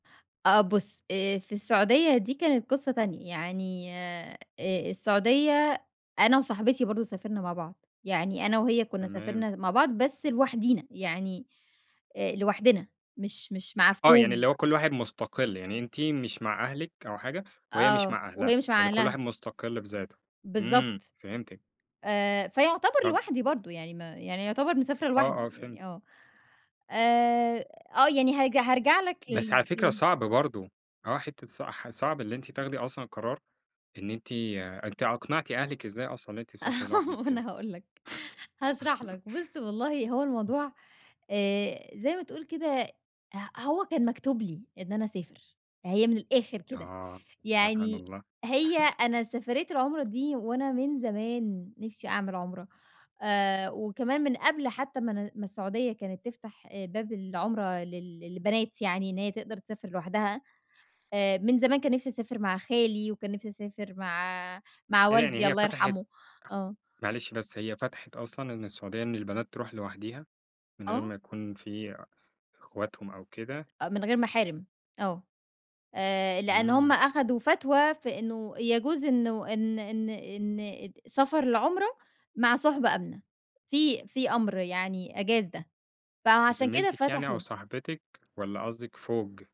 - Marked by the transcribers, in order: other background noise; tapping; laugh; laughing while speaking: "ما أنا هاقول لَك"; chuckle; stressed: "الآخر"; laugh
- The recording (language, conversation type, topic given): Arabic, podcast, إيه نصيحتك لحد ناوي يجرب يسافر لوحده؟